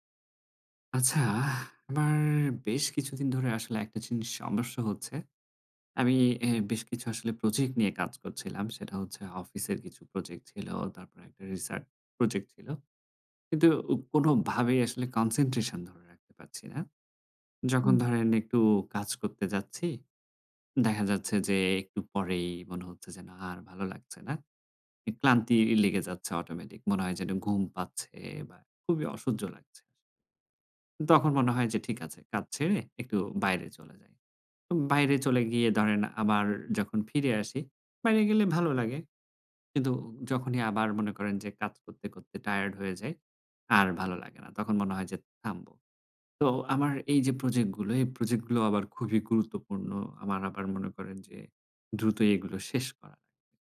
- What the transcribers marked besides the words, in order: in English: "রিসার"; "রিসার্চ" said as "রিসার"; in English: "কনসেনট্রেশন"
- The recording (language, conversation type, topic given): Bengali, advice, দীর্ঘমেয়াদি প্রকল্পে মনোযোগ ধরে রাখা ক্লান্তিকর লাগছে
- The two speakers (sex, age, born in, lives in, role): female, 25-29, Bangladesh, Finland, advisor; male, 30-34, Bangladesh, Germany, user